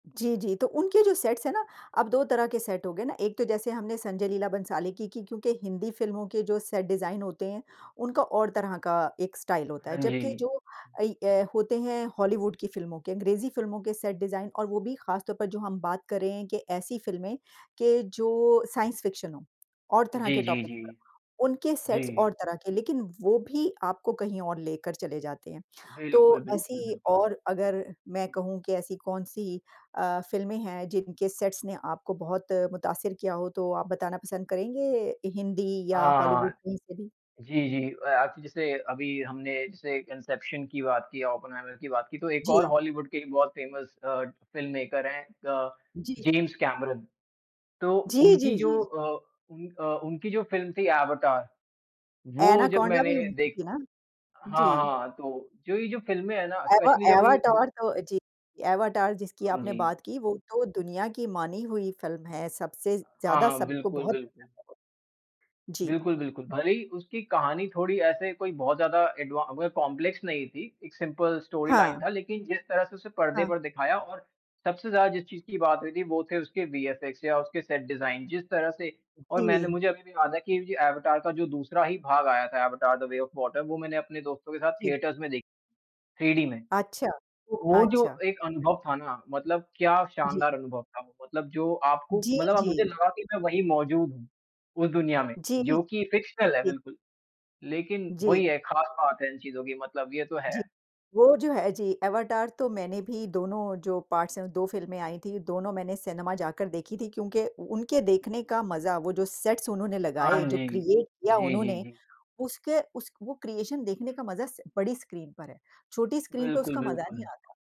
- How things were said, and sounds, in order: in English: "सेट्स"; in English: "सेट"; in English: "सेट डिज़ाइन"; in English: "स्टाइल"; in English: "सेट डिज़ाइन"; in English: "साइंस फ़िक्शन"; in English: "टॉपिक"; in English: "सेट्स"; in English: "सेट्स"; in English: "इंसेप्शन"; in English: "फ़ेमस"; in English: "फ़िल्ममेकर"; in English: "स्पेशली"; in English: "कॉम्प्लेक्स"; in English: "सिंपल स्टोरीलाइन"; in English: "वीएफएक्स"; in English: "सेट डिज़ाइन"; in English: "थिएटर्स"; in English: "फ़िक्शनल"; in English: "पार्ट्स"; in English: "सेट्स"; in English: "क्रिएट"; in English: "क्रिएशन"
- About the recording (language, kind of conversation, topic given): Hindi, unstructured, किस फिल्म का सेट डिज़ाइन आपको सबसे अधिक आकर्षित करता है?